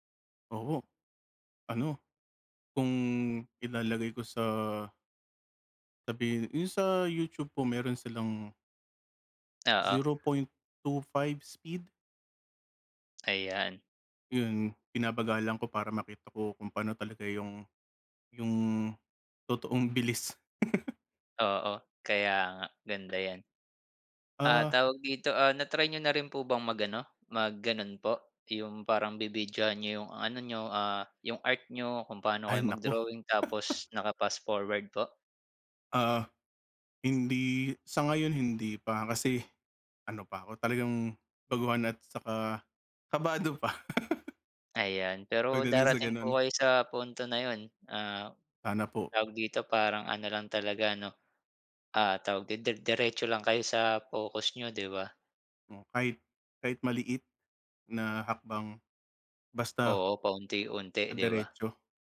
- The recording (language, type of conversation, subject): Filipino, unstructured, Paano mo naiiwasan ang pagkadismaya kapag nahihirapan ka sa pagkatuto ng isang kasanayan?
- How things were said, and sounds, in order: chuckle; chuckle; chuckle